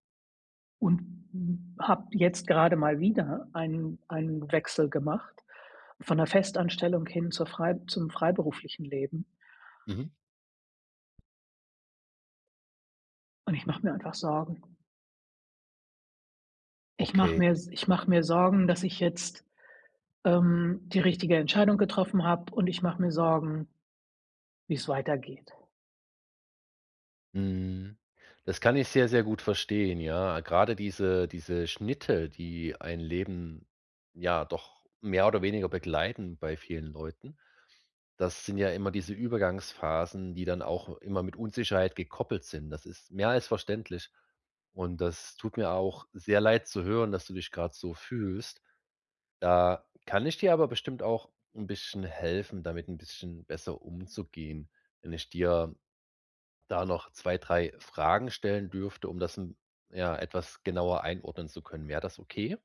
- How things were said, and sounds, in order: none
- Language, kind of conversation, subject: German, advice, Wie kann ich besser mit der ständigen Unsicherheit in meinem Leben umgehen?